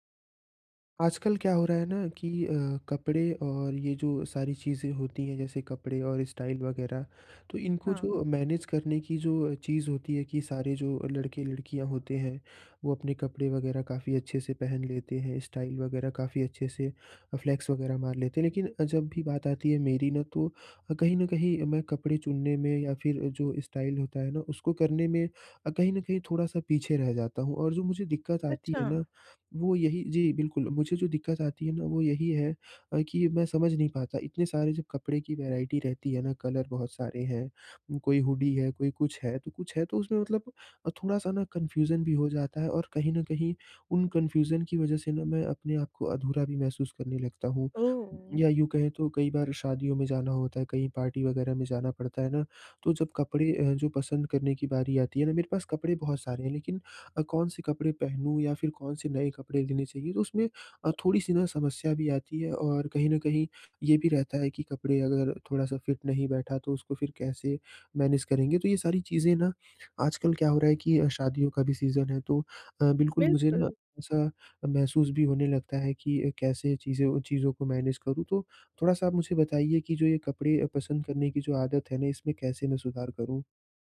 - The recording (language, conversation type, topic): Hindi, advice, कपड़े और स्टाइल चुनने में समस्या
- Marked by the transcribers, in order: in English: "स्टाइल"; in English: "मैनेज"; in English: "स्टाइल"; in English: "फ्लेक्स"; in English: "स्टाइल"; in English: "वैराइटी"; in English: "कलर"; in English: "कन्फ्यूजन"; in English: "कन्फ्यूजन"; in English: "फिट"; in English: "मैनेज"; in English: "सीज़न"; in English: "मैनेज"